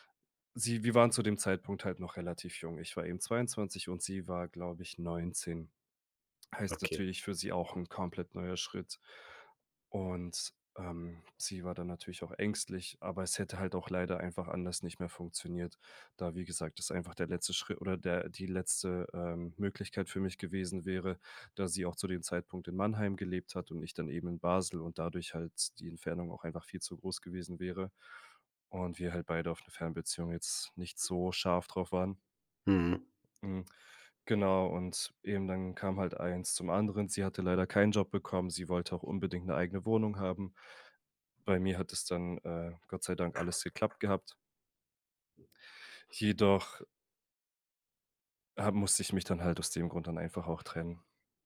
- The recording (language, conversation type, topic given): German, podcast, Wie gehst du mit Zweifeln bei einem Neuanfang um?
- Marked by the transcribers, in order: other background noise